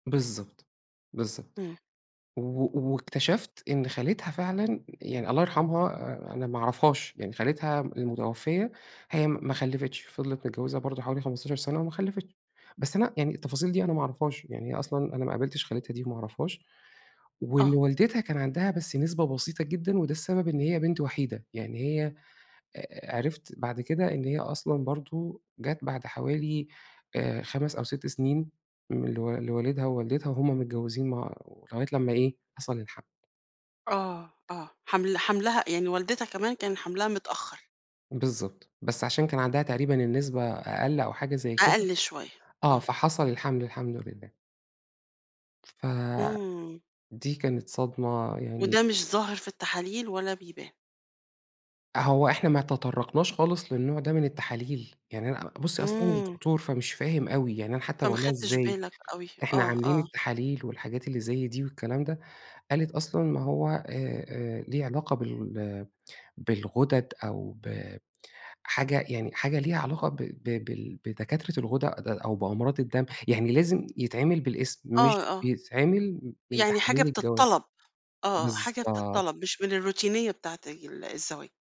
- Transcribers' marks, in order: tapping; in English: "الروتينية"
- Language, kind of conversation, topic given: Arabic, advice, إيه اللي مخليك/مخليا محتار/محتارة بين إنك تكمّل/تكمّلي في العلاقة ولا تنفصل/تنفصلي؟